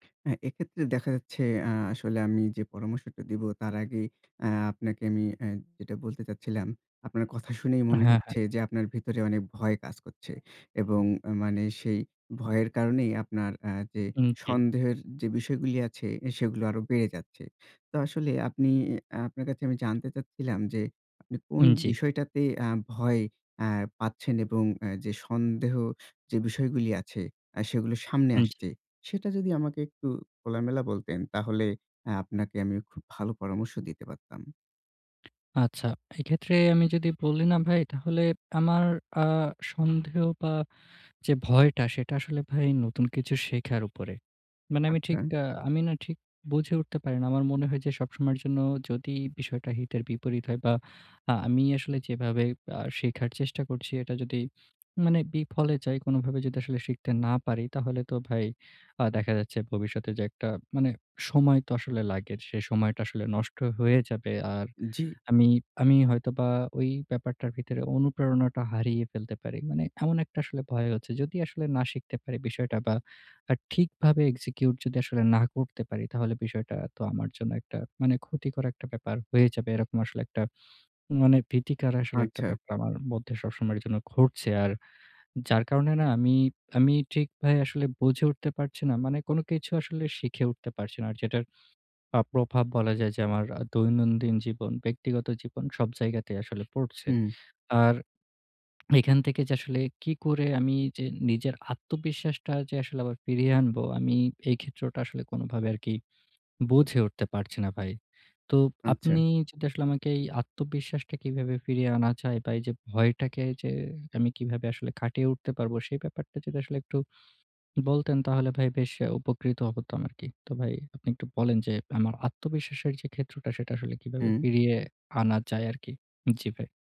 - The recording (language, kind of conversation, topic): Bengali, advice, ভয় ও সন্দেহ কাটিয়ে কীভাবে আমি আমার আগ্রহগুলো অনুসরণ করতে পারি?
- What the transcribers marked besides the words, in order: other noise; in English: "execute"; "ভীতিকর" said as "ভীতিকার"; horn